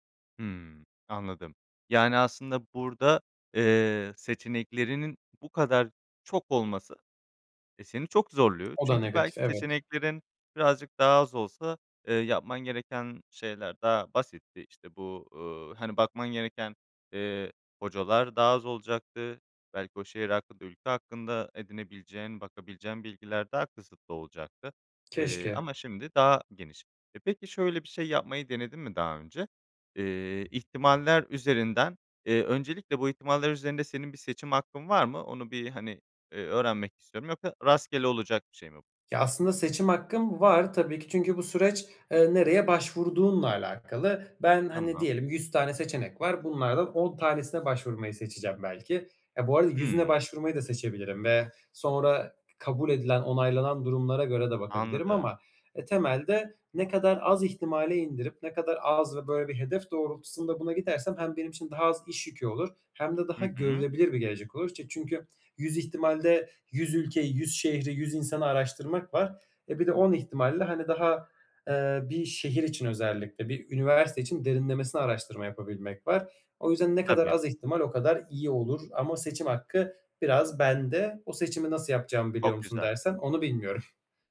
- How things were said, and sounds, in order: other background noise; scoff
- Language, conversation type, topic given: Turkish, advice, Gelecek belirsizliği yüzünden sürekli kaygı hissettiğimde ne yapabilirim?